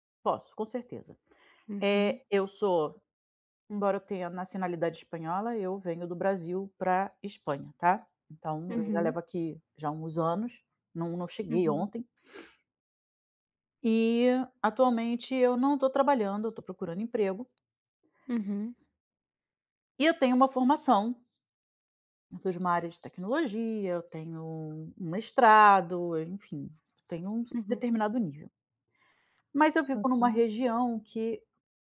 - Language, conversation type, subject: Portuguese, advice, Como lidar com as críticas da minha família às minhas decisões de vida em eventos familiares?
- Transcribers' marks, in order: other background noise; tapping